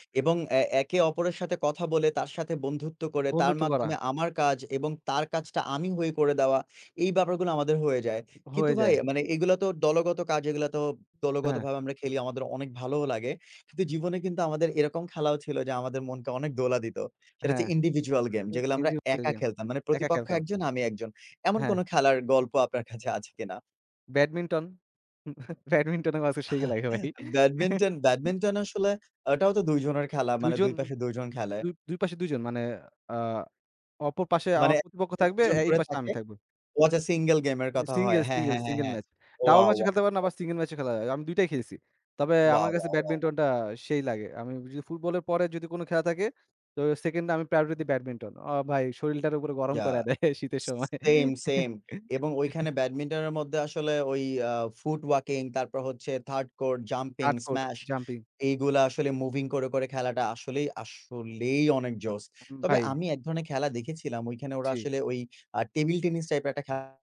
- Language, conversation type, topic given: Bengali, unstructured, কোন ধরনের খেলাধুলা তোমার সবচেয়ে ভালো লাগে?
- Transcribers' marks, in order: other background noise; in English: "Individual game"; unintelligible speech; laugh; laughing while speaking: "ব্যাডমিন্টন আমার কাছে সেই লাগে ভাই"; laugh; unintelligible speech; "শরীরটারে" said as "শরিলটারে"; laughing while speaking: "কইরা দেয় শীতের সময়"; laugh; in English: "ফুট ওয়াকিং"; in English: "থার্ড কোর, জাম্পিং, স্মাশ"; in English: "Hardcore jumping"; stressed: "আসলেই"